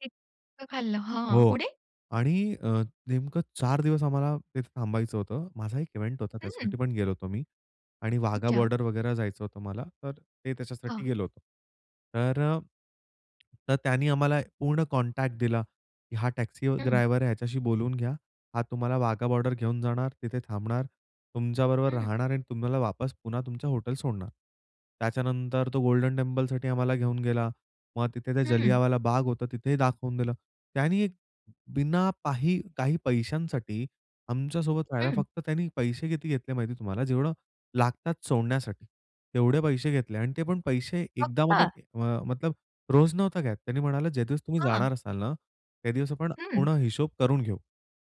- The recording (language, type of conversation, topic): Marathi, podcast, तुझ्या प्रदेशातील लोकांशी संवाद साधताना तुला कोणी काय शिकवलं?
- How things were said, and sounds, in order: in English: "इव्हेंट"; tongue click; in English: "कॉन्टॅक्ट"; in English: "टॅक्सी"; in English: "गोल्डन टेम्पलसाठी"; "जालियनवाला" said as "जलियावाला"